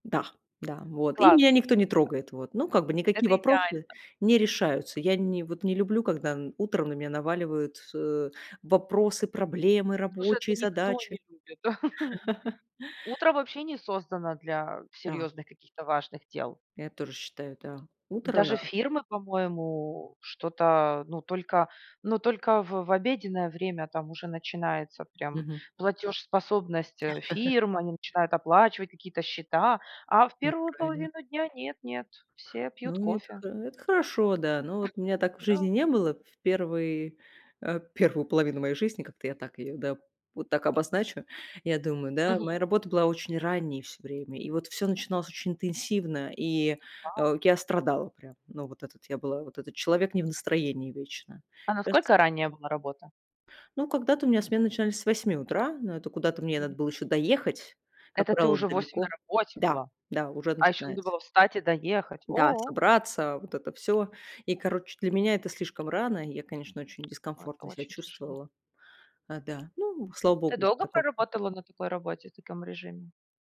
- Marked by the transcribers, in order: tapping; other background noise; chuckle; chuckle
- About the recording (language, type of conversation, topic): Russian, podcast, Как ты организуешь сон, чтобы просыпаться бодрым?